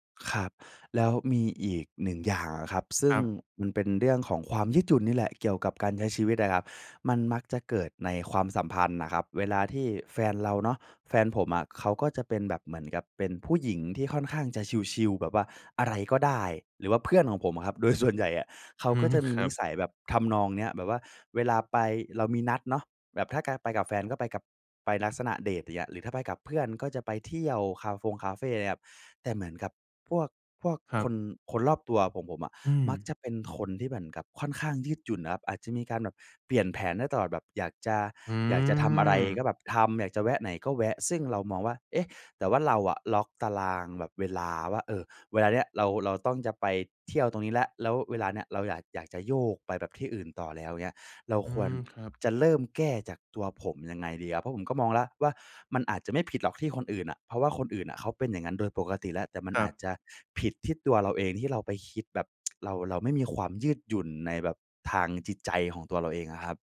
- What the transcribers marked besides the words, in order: tsk
- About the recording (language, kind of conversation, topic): Thai, advice, ฉันจะสร้างความยืดหยุ่นทางจิตใจได้อย่างไรเมื่อเจอการเปลี่ยนแปลงและความไม่แน่นอนในงานและชีวิตประจำวันบ่อยๆ?